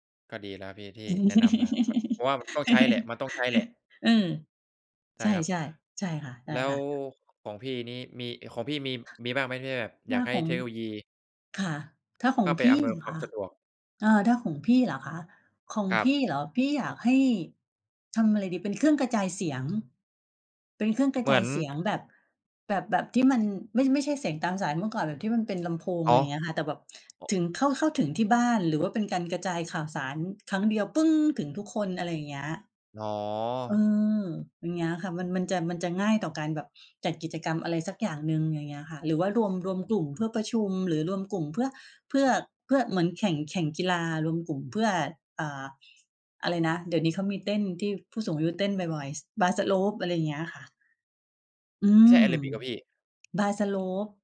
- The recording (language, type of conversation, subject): Thai, unstructured, คุณอยากให้ชุมชนในอนาคตเป็นแบบไหน?
- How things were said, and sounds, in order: chuckle; other noise; tapping